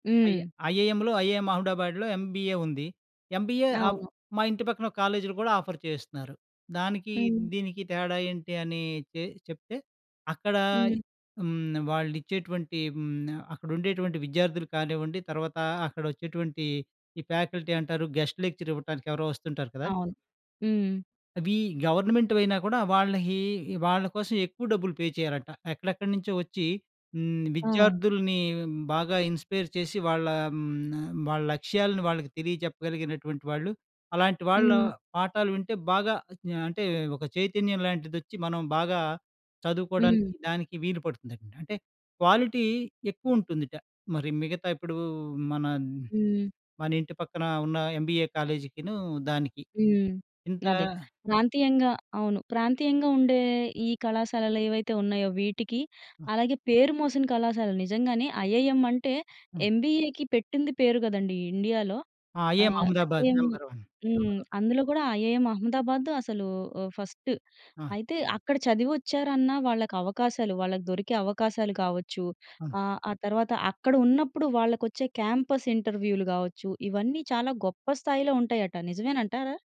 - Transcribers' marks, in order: in English: "ఐ ఐఐఎంలో ఐఐఎం"; in English: "ఎంబీఏ"; in English: "ఎంబీఏ"; in English: "ఆఫర్"; in English: "ఫ్యాకల్టీ"; in English: "గెస్ట్ లెక్చర్"; in English: "గవర్నమెంట్‌వి"; in English: "పే"; in English: "ఇన్‌స్పైర్"; in English: "క్వాలిటీ"; in English: "ఎంబీఏ"; in English: "ఐఐఎం"; in English: "ఎంబీఏ‌కి"; in English: "ఐఐఎం"; in English: "ఐఐఎం"; in English: "నంబర్ వన్. నంబర్ వన్"; in English: "ఐఐఎం"; in English: "క్యాంపస్"
- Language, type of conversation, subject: Telugu, podcast, విద్యలో టీచర్ల పాత్ర నిజంగా ఎంత కీలకమని మీకు అనిపిస్తుంది?